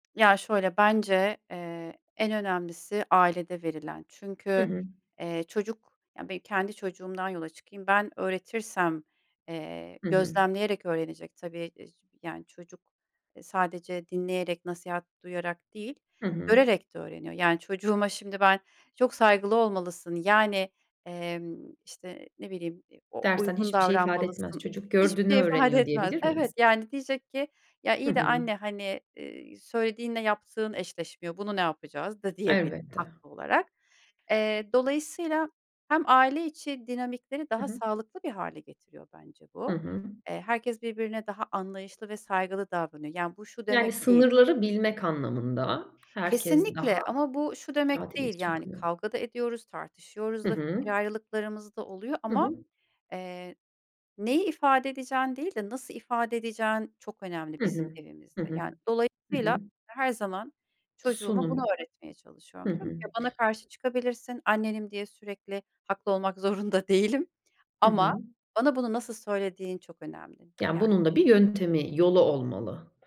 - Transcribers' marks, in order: tapping; unintelligible speech; other background noise; laughing while speaking: "zorunda"
- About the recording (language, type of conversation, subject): Turkish, podcast, Sence çocuk yetiştirirken en önemli değerler hangileridir?